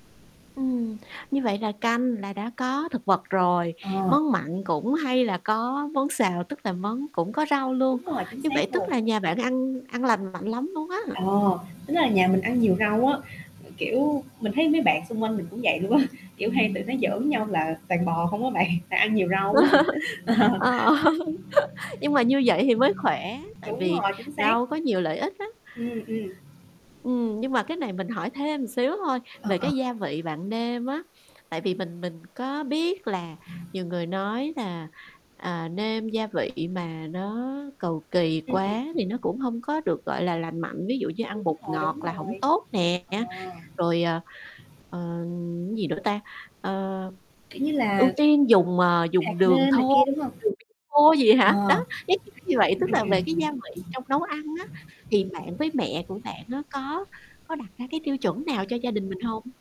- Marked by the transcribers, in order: tapping; static; distorted speech; other street noise; laughing while speaking: "á"; chuckle; laughing while speaking: "Ờ"; other background noise; laugh; laughing while speaking: "á bạn"; laughing while speaking: "á. Ờ"
- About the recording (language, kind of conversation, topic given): Vietnamese, podcast, Bạn có mẹo nào để ăn uống lành mạnh mà vẫn dễ áp dụng hằng ngày không?